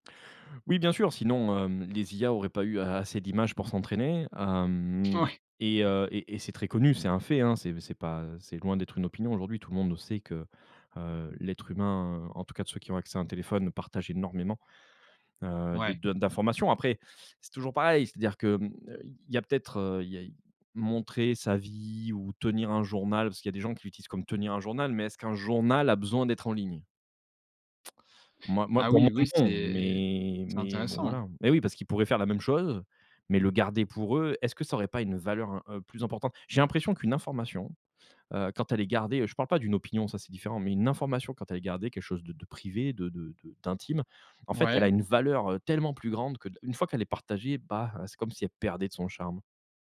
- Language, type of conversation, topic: French, podcast, Comment garder une image professionnelle tout en restant soi-même en ligne ?
- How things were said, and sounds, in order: drawn out: "hem"; tapping